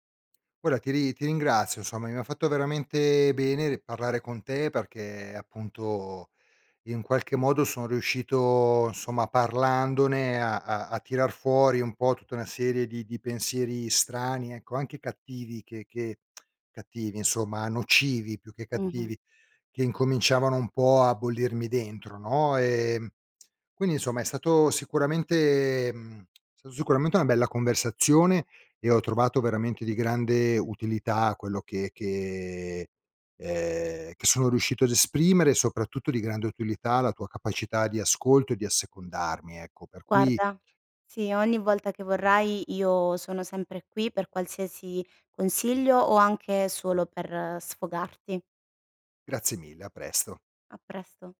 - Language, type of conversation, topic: Italian, advice, Come ti senti quando i tuoi figli lasciano casa e ti trovi ad affrontare la sindrome del nido vuoto?
- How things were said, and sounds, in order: "Guarda" said as "guara"; "insomma" said as "nsomma"; lip smack; other background noise